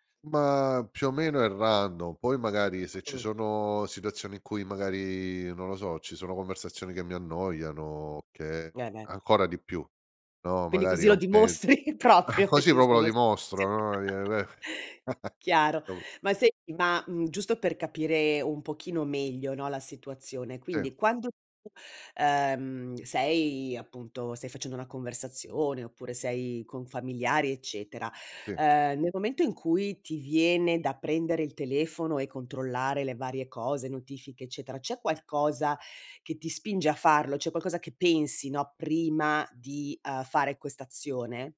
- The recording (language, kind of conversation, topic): Italian, advice, Perché controllo compulsivamente lo smartphone durante conversazioni importanti?
- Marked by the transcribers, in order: in English: "random"; chuckle; laughing while speaking: "proprio che ci sono situazi"; chuckle; "proprio" said as "popo"; laugh; "dire" said as "ie"; chuckle